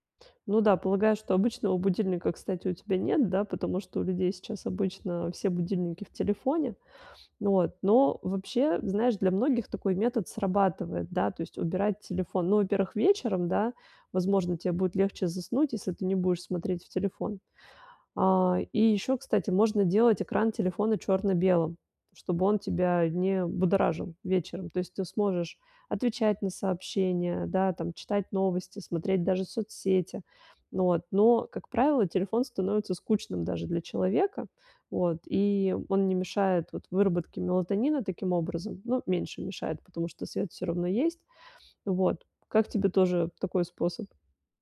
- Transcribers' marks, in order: none
- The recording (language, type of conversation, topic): Russian, advice, Как мне просыпаться бодрее и побороть утреннюю вялость?